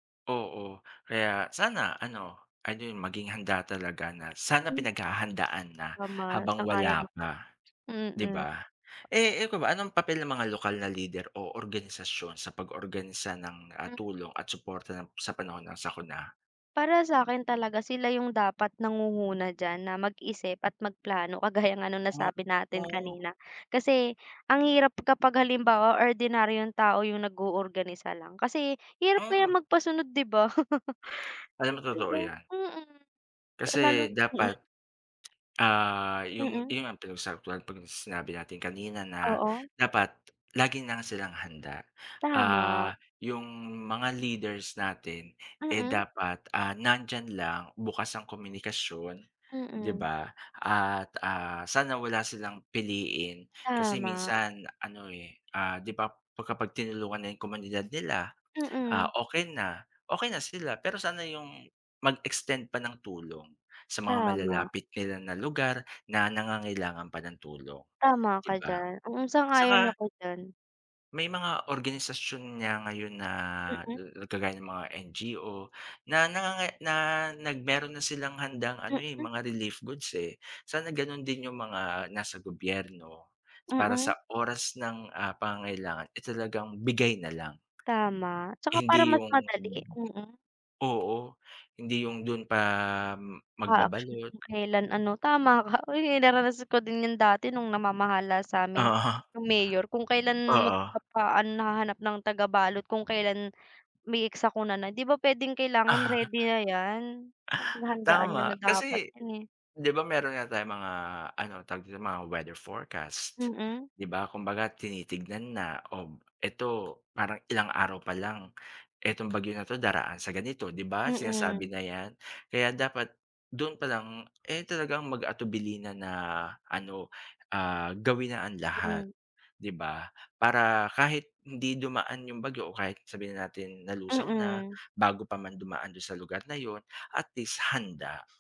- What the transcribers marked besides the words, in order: other background noise; tapping; laugh; unintelligible speech; other noise; laugh
- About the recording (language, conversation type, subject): Filipino, unstructured, Paano mo inilalarawan ang pagtutulungan ng komunidad sa panahon ng sakuna?